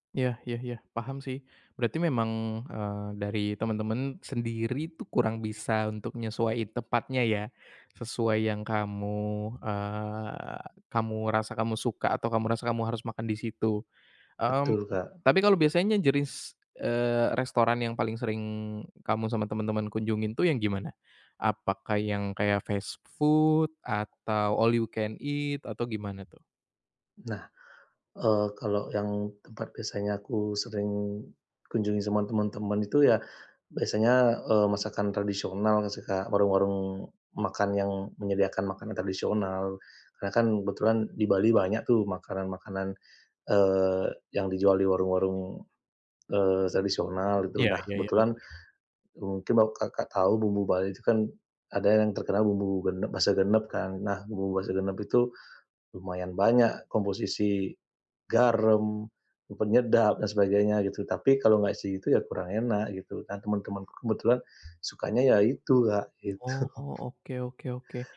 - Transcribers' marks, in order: in English: "fast food"; other background noise; in English: "all you can eat"; laughing while speaking: "gitu"
- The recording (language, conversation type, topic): Indonesian, advice, Bagaimana saya bisa tetap menjalani pola makan sehat saat makan di restoran bersama teman?